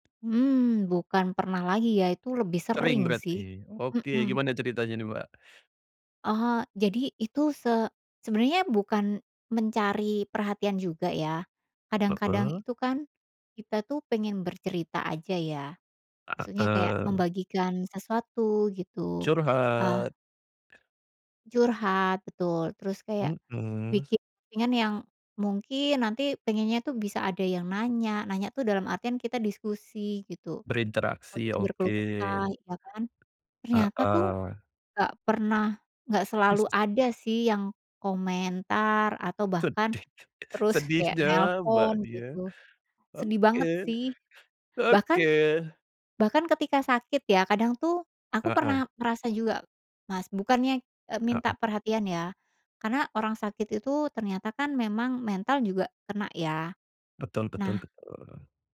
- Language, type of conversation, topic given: Indonesian, podcast, Pernahkah kamu merasa kesepian meskipun punya banyak teman di dunia maya?
- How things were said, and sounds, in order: other background noise; chuckle; laughing while speaking: "Sedih"